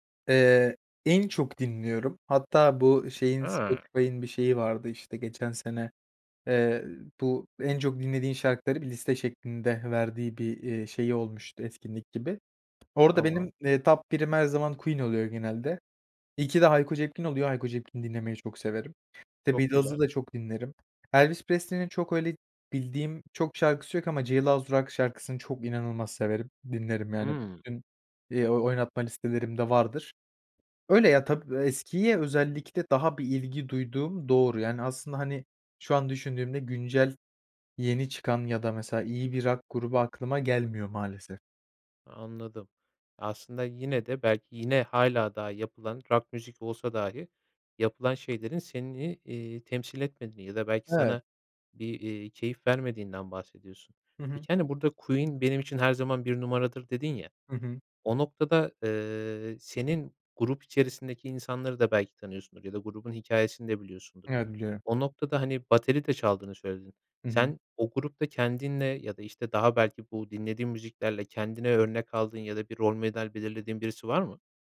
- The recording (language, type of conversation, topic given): Turkish, podcast, Müzik zevkin zaman içinde nasıl değişti ve bu değişimde en büyük etki neydi?
- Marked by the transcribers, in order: tapping; other background noise